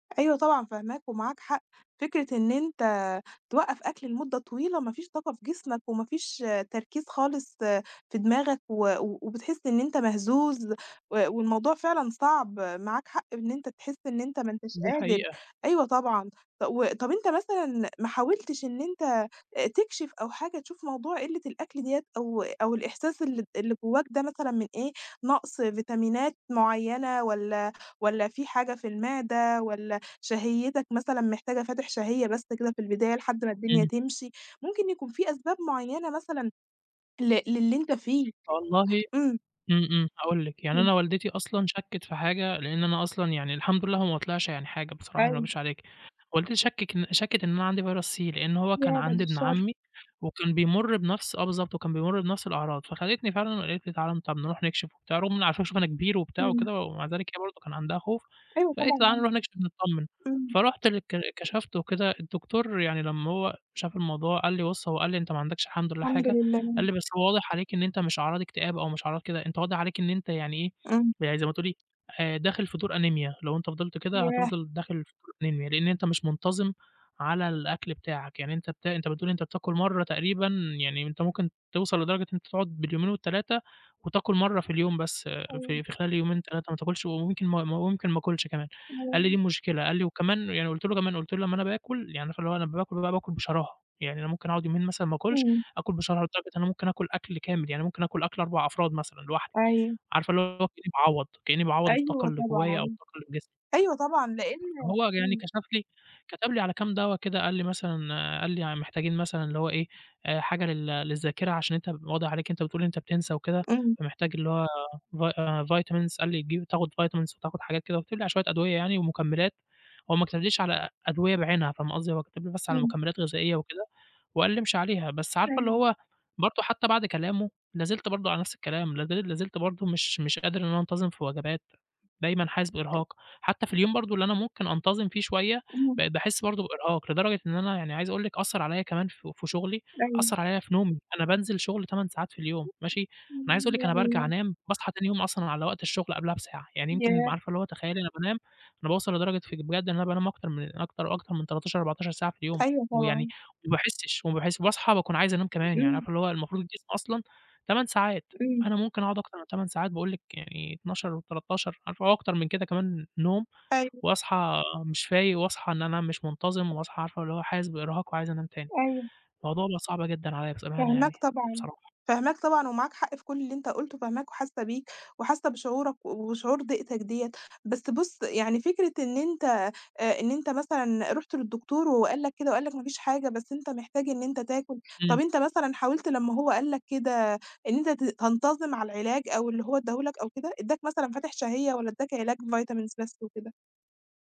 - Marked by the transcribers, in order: background speech; tapping; unintelligible speech; in English: "vi vitamins"; in English: "vitamins"; unintelligible speech; in English: "vitamins"
- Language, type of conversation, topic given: Arabic, advice, إزاي أظبّط مواعيد أكلي بدل ما تبقى ملخبطة وبتخلّيني حاسس/ة بإرهاق؟